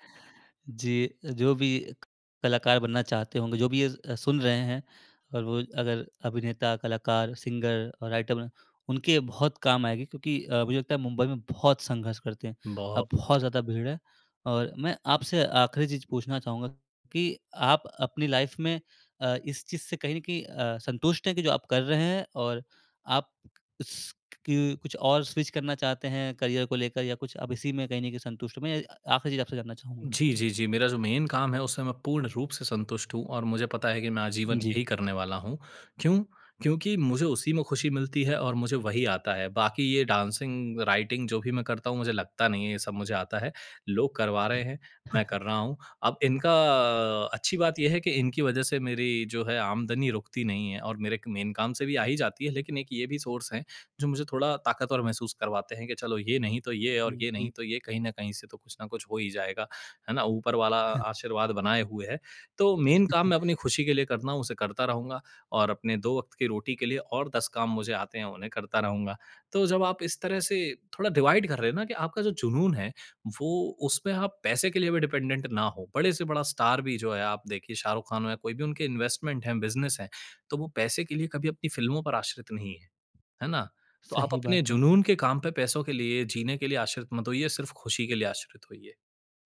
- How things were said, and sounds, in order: other background noise; in English: "सिंगर"; in English: "राइटर"; tapping; in English: "लाइफ़"; in English: "स्विच"; in English: "करियर"; in English: "मेन"; in English: "डांसिंग, राइटिंग"; chuckle; in English: "मेन"; in English: "सोर्स"; chuckle; in English: "मेन"; chuckle; in English: "डिवाइड"; in English: "डिपेंडेंट"; in English: "स्टार"; in English: "इन्वेस्टमेंट"; in English: "बिज़नेस"
- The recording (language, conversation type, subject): Hindi, podcast, किस शौक में आप इतना खो जाते हैं कि समय का पता ही नहीं चलता?
- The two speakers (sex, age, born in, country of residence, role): male, 20-24, India, India, host; male, 30-34, India, India, guest